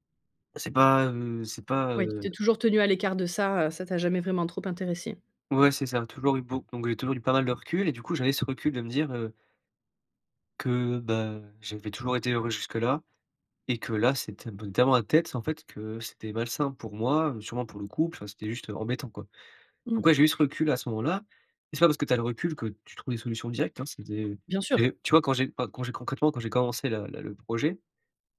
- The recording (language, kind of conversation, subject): French, podcast, Qu’est-ce qui t’a aidé à te retrouver quand tu te sentais perdu ?
- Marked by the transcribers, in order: other background noise